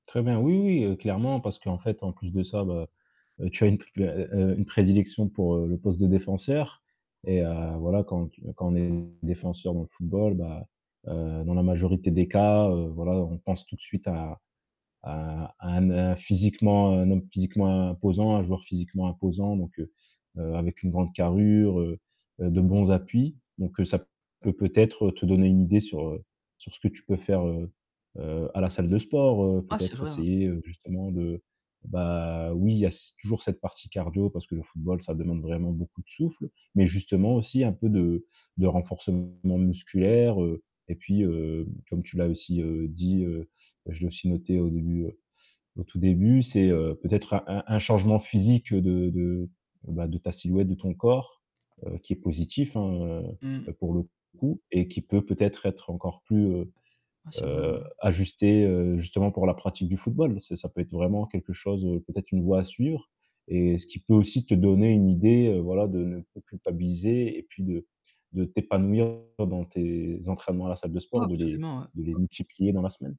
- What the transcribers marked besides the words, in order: distorted speech; tapping; other noise
- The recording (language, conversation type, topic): French, advice, Comment gérez-vous le sentiment de culpabilité après avoir sauté des séances d’entraînement ?